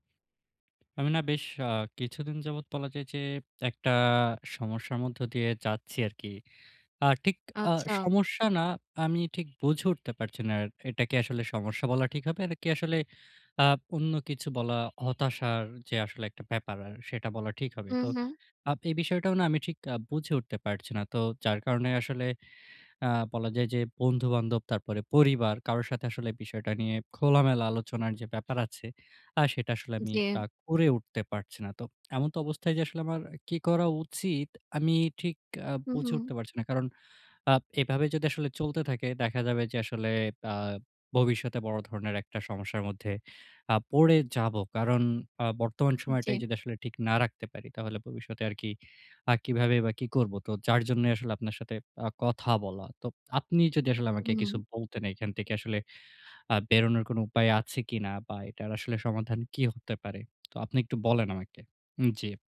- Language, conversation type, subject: Bengali, advice, রুটিনের কাজগুলোতে আর মূল্যবোধ খুঁজে না পেলে আমি কী করব?
- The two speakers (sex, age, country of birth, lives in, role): female, 55-59, Bangladesh, Bangladesh, advisor; male, 20-24, Bangladesh, Bangladesh, user
- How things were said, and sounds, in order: horn; sneeze; lip smack; other background noise; lip smack; tapping